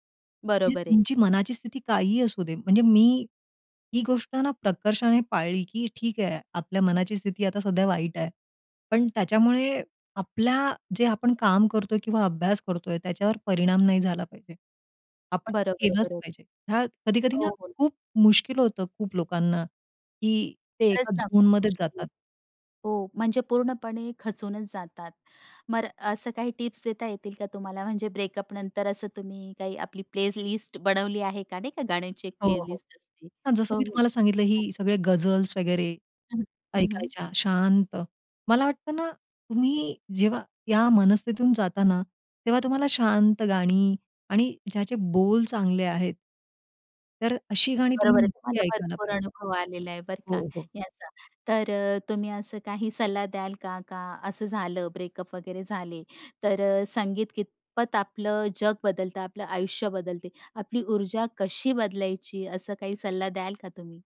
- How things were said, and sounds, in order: in English: "झोनमध्येच"; in English: "ब्रेकअपनंतर"; in English: "प्लेलिस्ट"; in English: "प्लेलिस्ट"; other noise; in English: "ब्रेकअप"
- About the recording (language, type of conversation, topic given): Marathi, podcast, ब्रेकअपनंतर संगीत ऐकण्याच्या तुमच्या सवयींमध्ये किती आणि कसा बदल झाला?